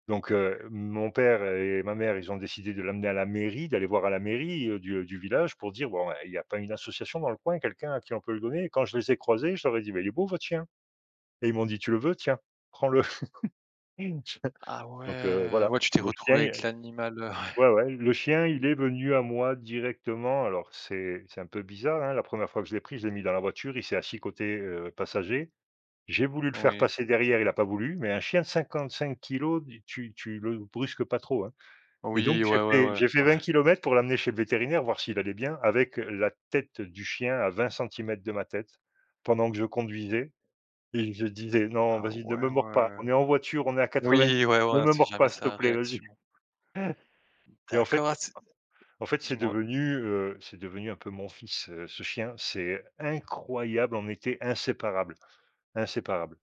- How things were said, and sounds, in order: stressed: "mairie"; laugh; tapping; other background noise; chuckle; stressed: "incroyable"
- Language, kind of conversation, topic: French, unstructured, Est-il juste d’acheter un animal en animalerie ?